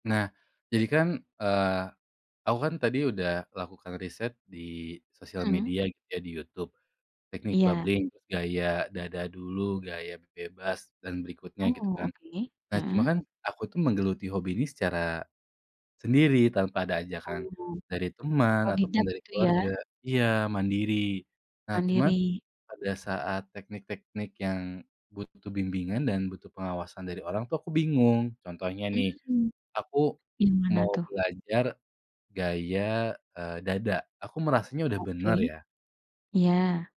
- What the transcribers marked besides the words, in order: other background noise; in English: "bubbling"
- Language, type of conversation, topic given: Indonesian, podcast, Apa tipsmu agar tidak cepat menyerah saat mempelajari hobi baru?